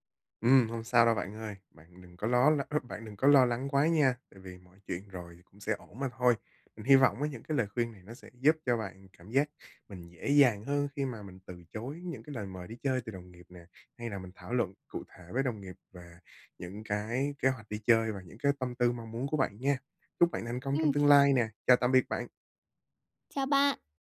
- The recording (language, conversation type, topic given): Vietnamese, advice, Làm sao để từ chối lời mời mà không làm mất lòng người khác?
- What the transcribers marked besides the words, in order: tapping